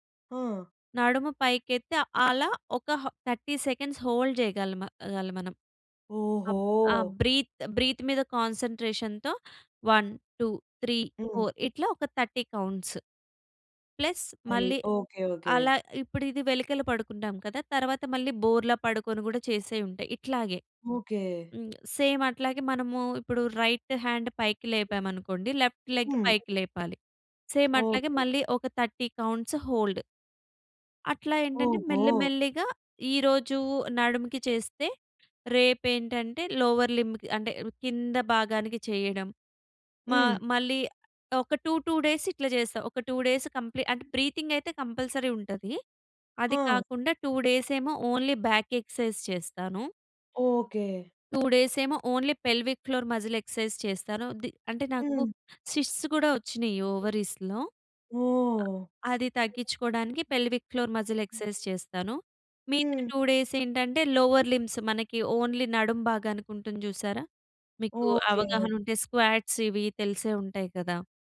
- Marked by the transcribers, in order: other background noise; in English: "హ థర్టీ సెకండ్స్ హోల్డ్"; in English: "బ్రీత్ బ్రీత్"; in English: "కాన్సంట్రేషన్‌తో వన్ టు త్రీ ఫోర్"; in English: "థర్టీ కౌంట్స్. ప్లస్"; in English: "సేమ్"; in English: "రైట్ హాండ్"; in English: "లెఫ్ట్ లెగ్"; tapping; in English: "సేమ్"; in English: "థర్టీ కౌంట్స్ హోల్డ్"; in English: "లోవర్ లింబ్‌కి"; in English: "టు టు డేస్"; in English: "టు డేస్ కంప్లీ"; in English: "బ్రీతింగ్"; in English: "కంపల్సరీ"; in English: "టు డేస్"; in English: "ఓన్లీ బాక్ ఎక్సర్సైజ్"; in English: "టు డేస్"; in English: "ఓన్లీ పెల్విక్ ఫ్లోర్ మసిల్ ఎక్సర్సైజ్"; in English: "సిస్ట్స్"; in English: "ఓవరీస్‌లో"; in English: "పెల్విక్ ఫ్లోర్ మసిల్ ఎక్సర్సైజ్"; in English: "టు డేస్"; in English: "లోవర్ లింబ్స్"; in English: "ఓన్లీ"; in English: "స్క్వాట్స్"
- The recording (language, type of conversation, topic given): Telugu, podcast, ఈ హాబీని మొదలుపెట్టడానికి మీరు సూచించే దశలు ఏవి?